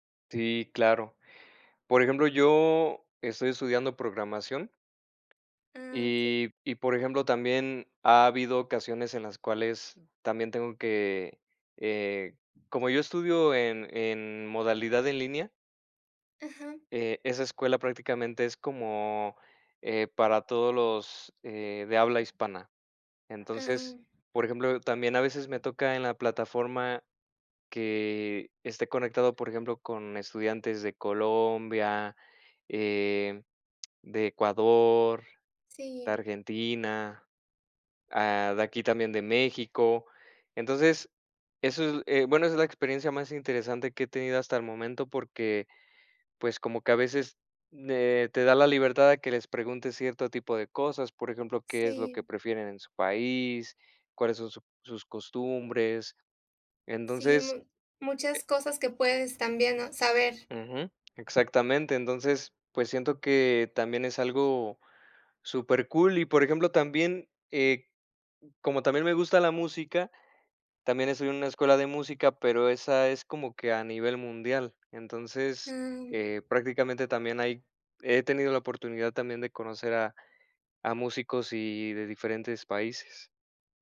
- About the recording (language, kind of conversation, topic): Spanish, unstructured, ¿Te sorprende cómo la tecnología conecta a personas de diferentes países?
- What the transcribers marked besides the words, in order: other background noise; other noise